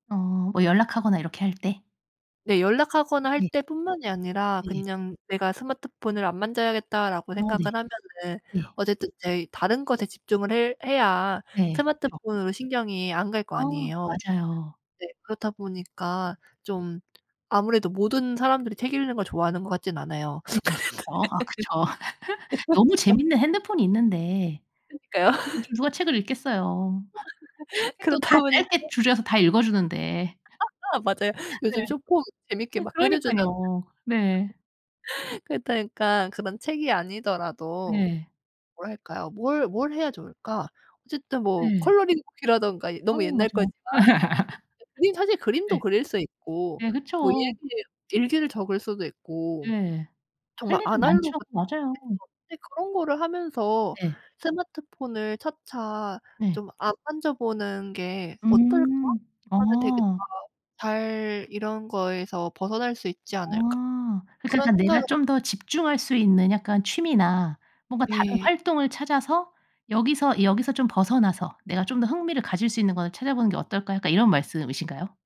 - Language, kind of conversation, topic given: Korean, podcast, 스마트폰 같은 방해 요소를 어떻게 관리하시나요?
- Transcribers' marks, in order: other background noise; tapping; laugh; laugh; laughing while speaking: "그렇다 보니까"; laugh; laughing while speaking: "예"; laugh; unintelligible speech; unintelligible speech